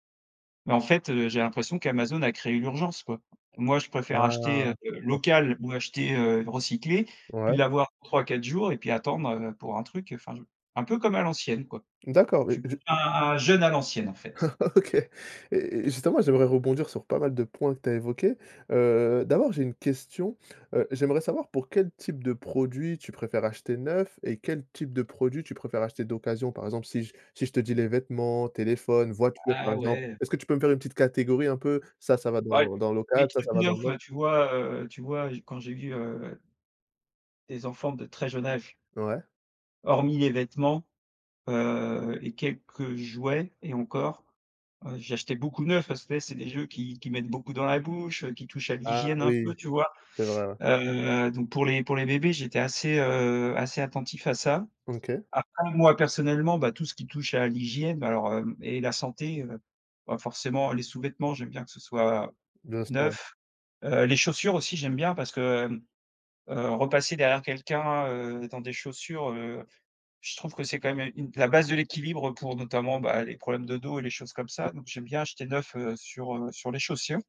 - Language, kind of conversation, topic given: French, podcast, Préfères-tu acheter neuf ou d’occasion, et pourquoi ?
- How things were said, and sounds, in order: tapping; other background noise; chuckle